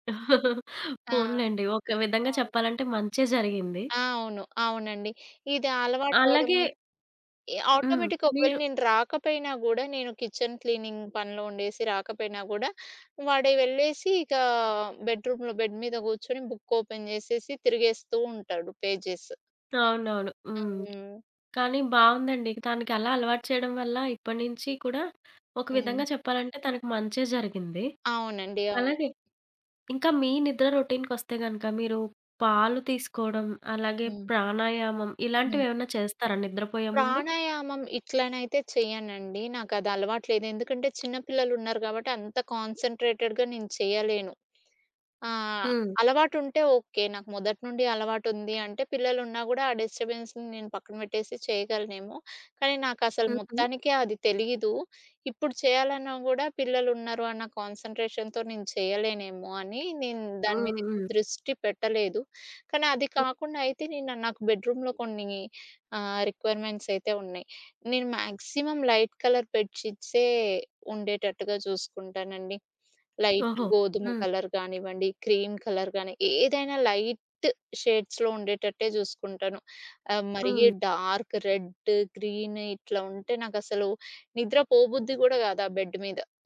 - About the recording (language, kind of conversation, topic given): Telugu, podcast, రాత్రి బాగా నిద్రపోవడానికి మీ రొటీన్ ఏమిటి?
- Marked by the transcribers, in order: giggle; in English: "ఆటోమేటిక్‌గా"; in English: "కిచెన్ క్లీనింగ్"; in English: "బెడ్రూమ్‌లో, బెడ్"; in English: "బుక్ ఓపెన్"; in English: "పేజెస్"; tapping; in English: "రొటీన్‌కొస్తే"; other background noise; in English: "కాన్సంట్రేటెడ్‌గా"; in English: "డిస్టర్బెన్స్‌ని"; in English: "కాన్సంట్రేషన్‌తో"; in English: "బెడ్రూమ్‌లో"; in English: "రిక్వైర్మెంట్స్"; in English: "మాక్సిమం లైట్ కలర్"; in English: "లైట్"; in English: "కలర్"; in English: "క్రీమ్ కలర్"; in English: "లైట్ షేడ్స్‌లో"; in English: "డార్క్ రెడ్, గ్రీన్"